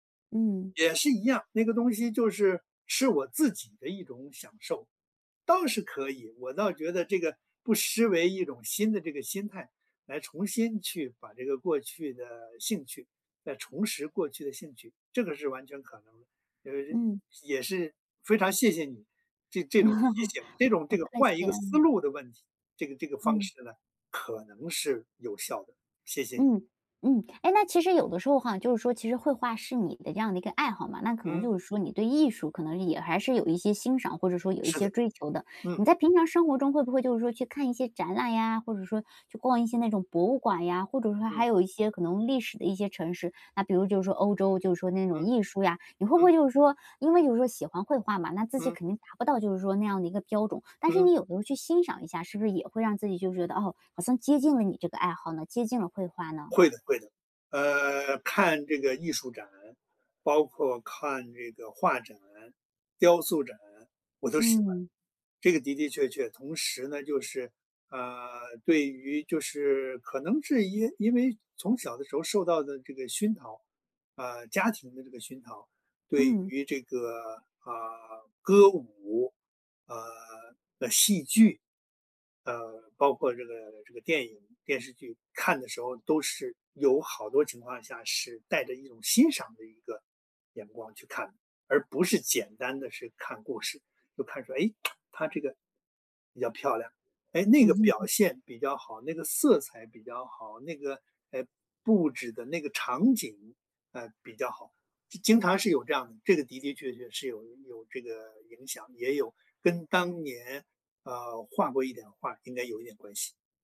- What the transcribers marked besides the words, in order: chuckle; tsk; chuckle
- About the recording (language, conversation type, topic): Chinese, podcast, 是什么原因让你没能继续以前的爱好？